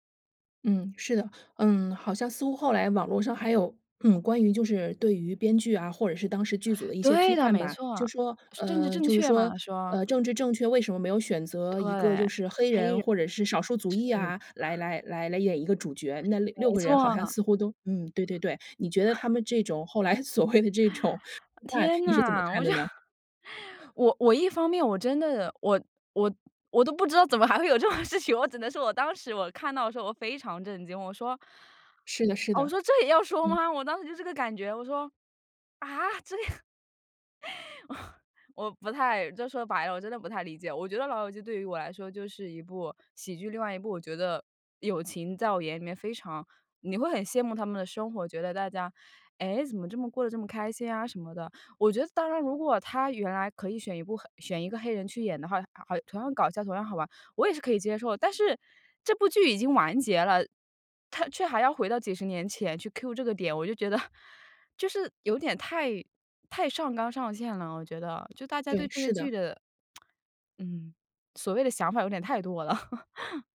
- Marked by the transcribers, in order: other noise; other background noise; laughing while speaking: "所谓的这种"; laughing while speaking: "我就"; laughing while speaking: "怎么还会有这种事情"; laughing while speaking: "说吗？"; surprised: "啊？"; laughing while speaking: "这"; laugh; in English: "cue"; laughing while speaking: "觉得"; lip smack; laughing while speaking: "了"; laugh
- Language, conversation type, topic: Chinese, podcast, 为什么有些人会一遍又一遍地重温老电影和老电视剧？